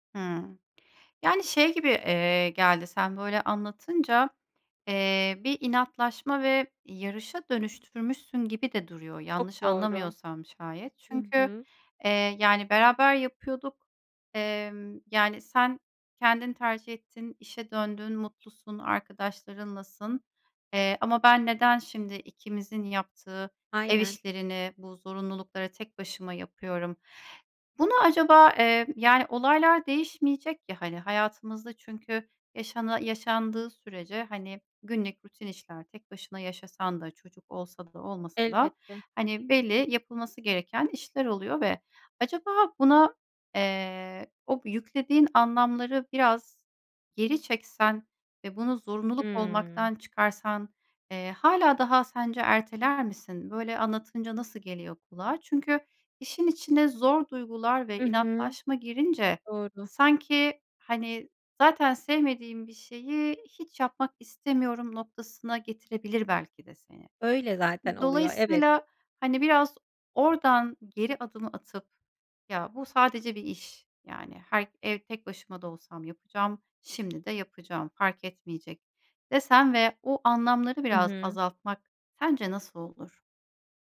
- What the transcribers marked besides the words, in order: other background noise
- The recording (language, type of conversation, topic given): Turkish, advice, Erteleme alışkanlığımı nasıl kırıp görevlerimi zamanında tamamlayabilirim?